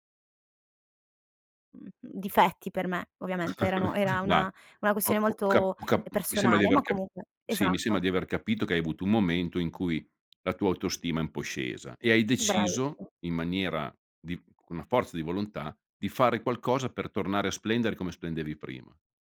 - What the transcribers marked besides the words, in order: chuckle; tapping
- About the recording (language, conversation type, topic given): Italian, podcast, Qual è il tuo hobby preferito e come ci sei arrivato?
- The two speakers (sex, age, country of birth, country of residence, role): female, 30-34, Italy, Italy, guest; male, 55-59, Italy, Italy, host